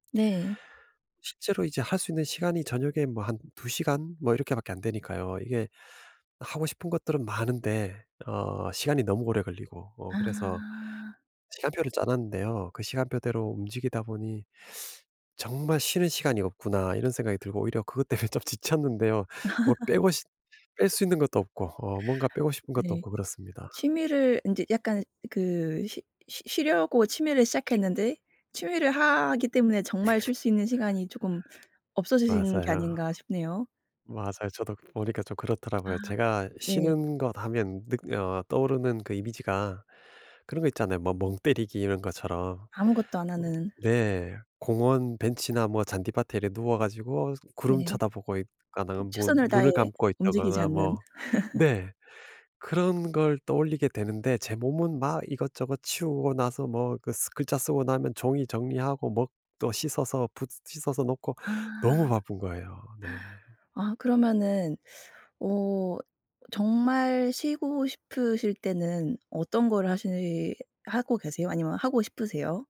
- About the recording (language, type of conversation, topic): Korean, advice, 휴식 시간에도 마음이 편히 가라앉지 않을 때 어떻게 하면 도움이 될까요?
- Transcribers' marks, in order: teeth sucking; other background noise; laughing while speaking: "때문에 좀"; laugh; laugh; laugh; gasp